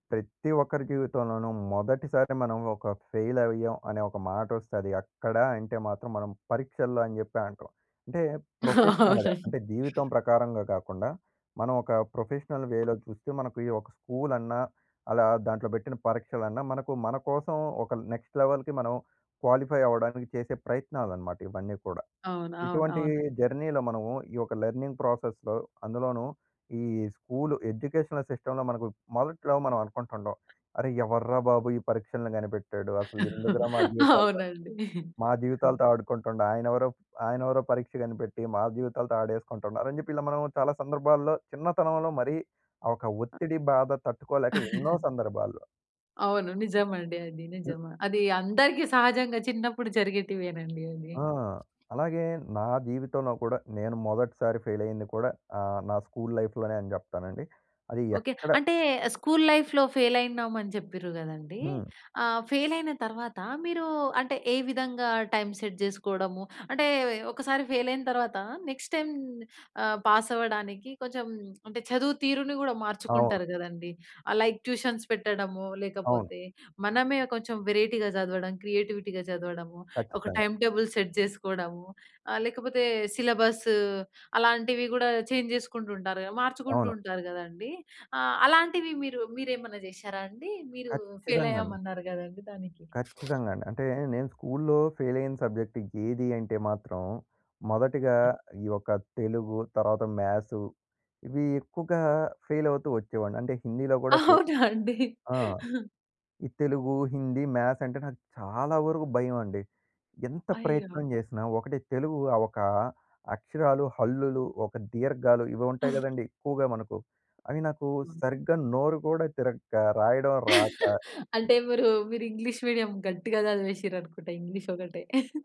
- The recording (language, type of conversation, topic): Telugu, podcast, పరీక్షలో పరాజయం మీకు ఎలా మార్గదర్శకమైంది?
- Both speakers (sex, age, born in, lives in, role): female, 20-24, India, India, host; male, 20-24, India, India, guest
- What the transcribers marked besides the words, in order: in English: "ఫెయిల్"; in English: "ప్రొఫెషనల్‌గా"; laugh; in English: "ప్రొఫెషనల్ వేలో"; tapping; in English: "నెక్స్ట్ లెవెల్‍కి"; in English: "క్వాలిఫై"; in English: "జర్నీలో"; in English: "లెర్నింగ్ ప్రాసెస్‌లో"; in English: "ఎడ్యుకేషనల్ సిస్టమ్‌లో"; laughing while speaking: "అవునండి"; other noise; chuckle; in English: "ఫెయిల్"; in English: "స్కూల్ లైఫ్‌లోనే"; in English: "స్కూల్ లైఫ్‌లో ఫెయిల్"; in English: "ఫెయిల్"; in English: "టైమ్ సెట్"; in English: "ఫెయిల్"; in English: "నెక్స్ట్ టైమ్"; in English: "పాస్"; in English: "లైక్ ట్యూషన్స్"; in English: "వెరైటీగా"; in English: "క్రియేటివిటీగా"; in English: "టైమ్ టేబుల్ సెట్"; in English: "సిలబస్"; in English: "చేంజ్"; in English: "ఫెయిల్"; sniff; in English: "ఫెయిల్"; in English: "సబ్జెక్ట్"; in English: "ఫెయిల్"; laughing while speaking: "అవునా! అండి"; in English: "మ్యాథ్స్"; laughing while speaking: "అంటే మీరు మీరు ఇంగ్లీష్ మీడియం గట్టిగా చదివేసిర్రు అనుకుంట ఇంగ్లీష్ ఒకటే"; other background noise